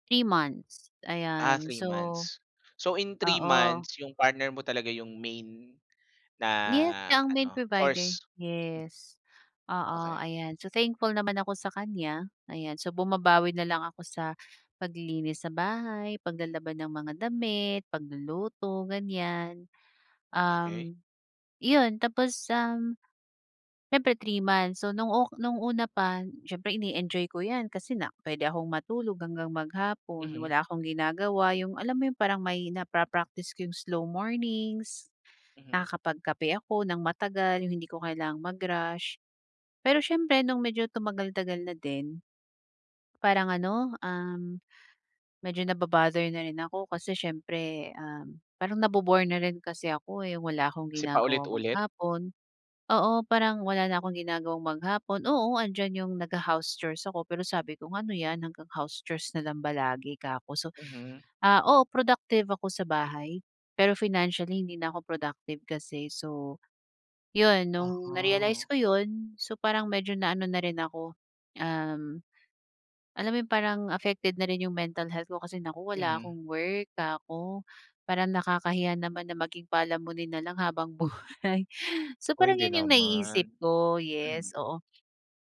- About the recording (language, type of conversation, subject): Filipino, advice, Paano ko mababalanse ang pagiging produktibo at pangangalaga sa kalusugang pangkaisipan?
- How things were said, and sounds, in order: in English: "main provider"; in English: "thankful"; in English: "slow mornings"; in English: "house chores"